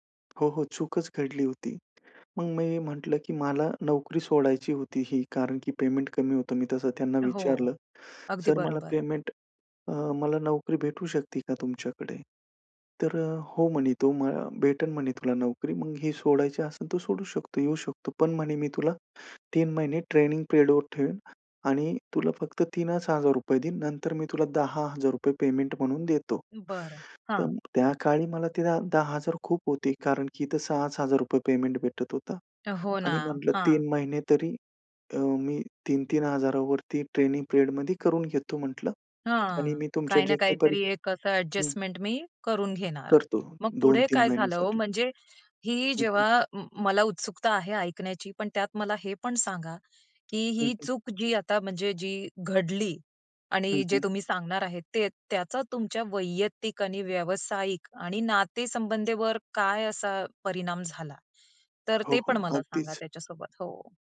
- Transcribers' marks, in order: tapping; other background noise; in English: "पिरियडवर"; in English: "पिरियडमध्ये"
- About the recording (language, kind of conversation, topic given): Marathi, podcast, तुमची आयुष्यातील सर्वात मोठी चूक कोणती होती आणि त्यातून तुम्ही काय शिकलात?